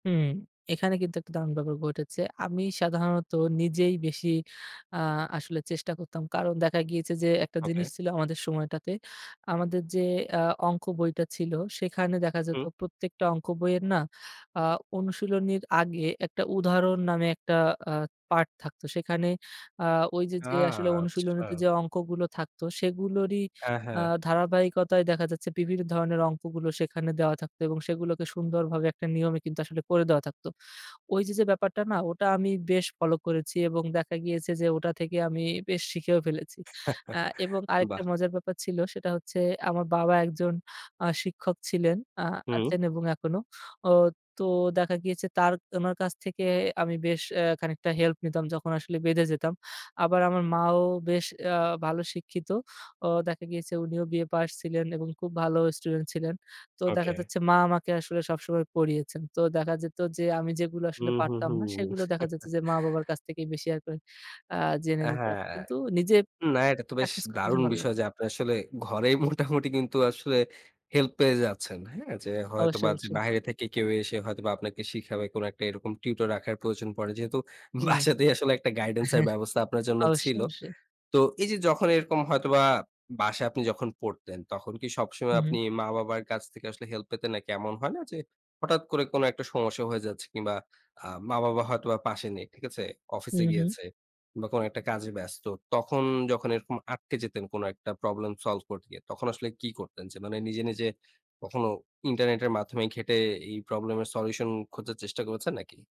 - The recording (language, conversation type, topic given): Bengali, podcast, টিউটরিং নাকি নিজে শেখা—তুমি কোনটা পছন্দ করো?
- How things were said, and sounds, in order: "বিভিন্ন" said as "বিভির"; chuckle; tapping; chuckle; other background noise; laughing while speaking: "বাসাতেই আসলে একটা"; chuckle